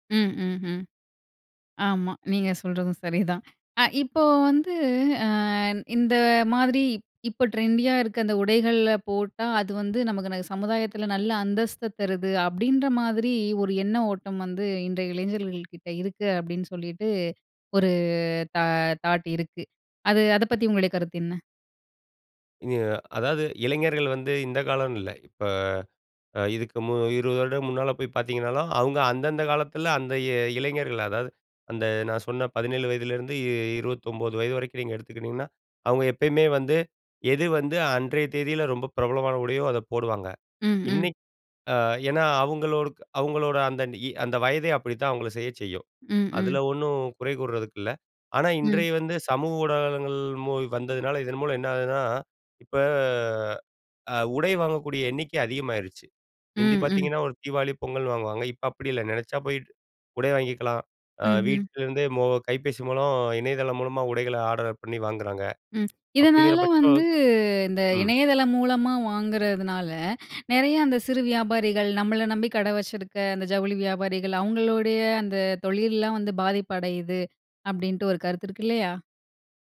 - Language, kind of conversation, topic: Tamil, podcast, சமூக ஊடகம் உங்கள் உடைத் தேர்வையும் உடை அணியும் முறையையும் மாற்ற வேண்டிய அவசியத்தை எப்படி உருவாக்குகிறது?
- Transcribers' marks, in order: in English: "ட்ரெண்டியா"; in English: "தாட்"; drawn out: "இப்ப"; "முந்தி" said as "மிந்தி"; other noise; drawn out: "வந்து"